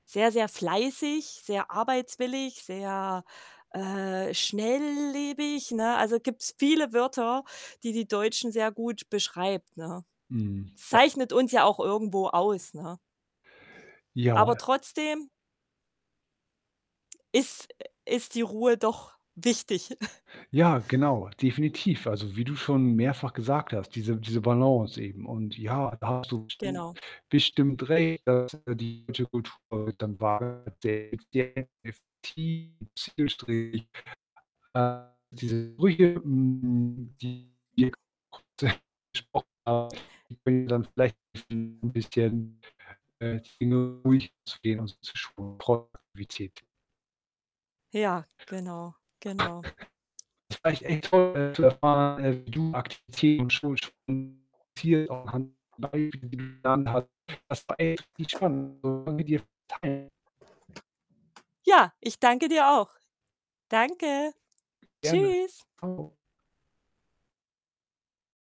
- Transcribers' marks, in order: static; other background noise; chuckle; distorted speech; unintelligible speech; unintelligible speech; unintelligible speech; chuckle; unintelligible speech; unintelligible speech
- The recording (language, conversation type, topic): German, podcast, Wie balancierst du Aktivität und Schonung richtig aus?